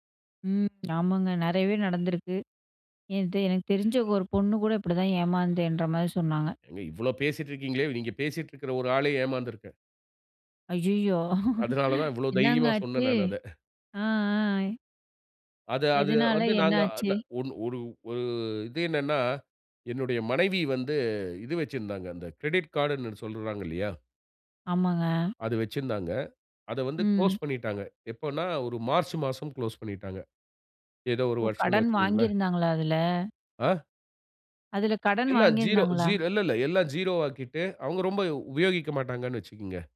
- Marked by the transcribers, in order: other background noise; "நிறையாவே" said as "நெறையவே"; chuckle; in English: "கிரெடிட் கார்ட்ன்னு"
- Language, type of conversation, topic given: Tamil, podcast, நீங்கள் கிடைக்கும் தகவல் உண்மையா என்பதை எப்படிச் சரிபார்க்கிறீர்கள்?